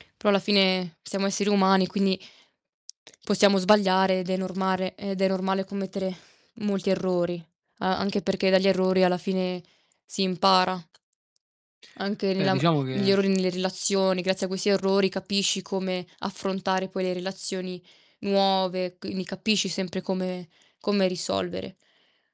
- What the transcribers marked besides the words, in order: distorted speech; tapping
- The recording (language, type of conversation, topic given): Italian, unstructured, Come affronti i tuoi errori nella vita?